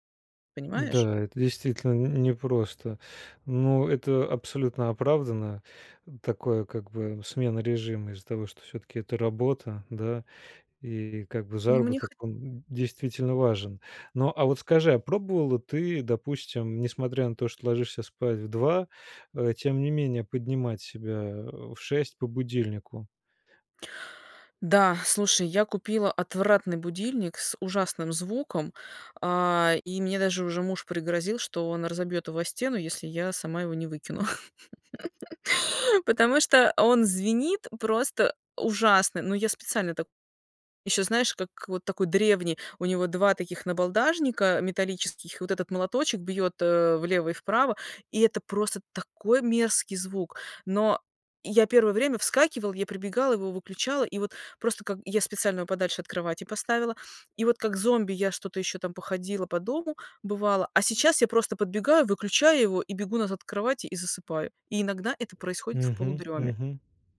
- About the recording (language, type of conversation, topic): Russian, advice, Почему у меня проблемы со сном и почему не получается придерживаться режима?
- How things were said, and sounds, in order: angry: "отвратный"; laugh; stressed: "ужасно"; stressed: "такой"